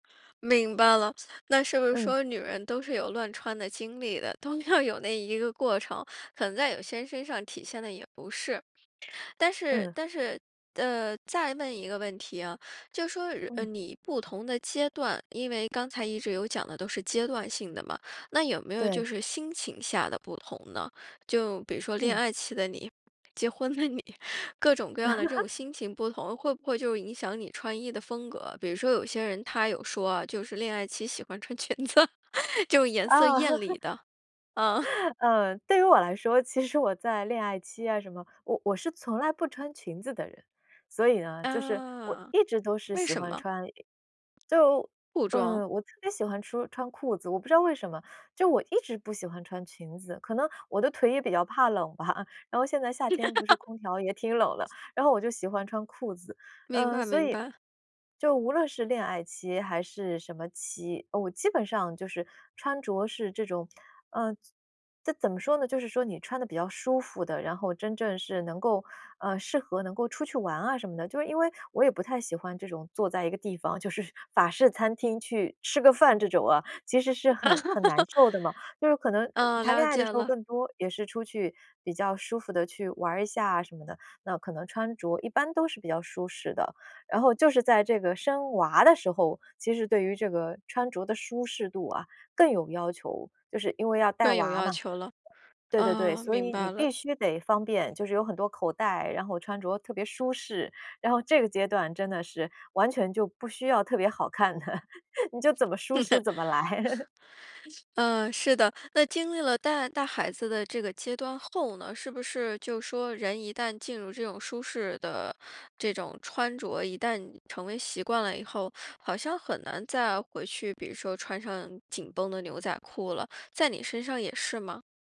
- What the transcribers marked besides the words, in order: laughing while speaking: "都要有"; laughing while speaking: "结婚的你"; laugh; laughing while speaking: "裙子"; laugh; chuckle; other background noise; laughing while speaking: "怕冷吧"; laugh; laughing while speaking: "就是"; giggle; laugh; laughing while speaking: "来"
- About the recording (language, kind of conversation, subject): Chinese, podcast, 穿着舒适和好看哪个更重要？